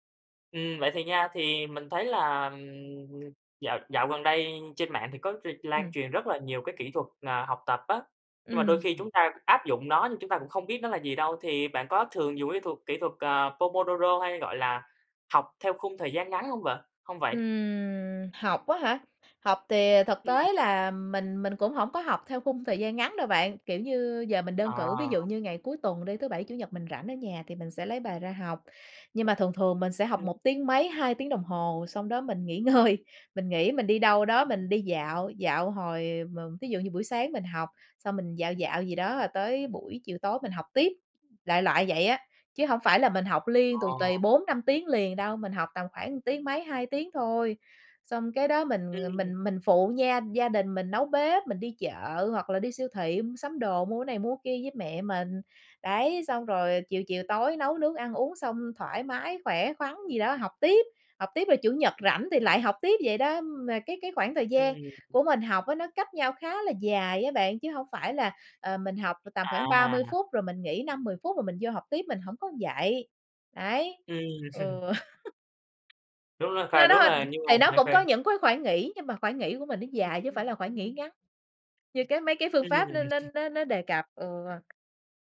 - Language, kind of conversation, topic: Vietnamese, podcast, Bạn quản lý thời gian học như thế nào?
- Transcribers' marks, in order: other background noise; laughing while speaking: "ngơi"; chuckle; laugh; tapping; unintelligible speech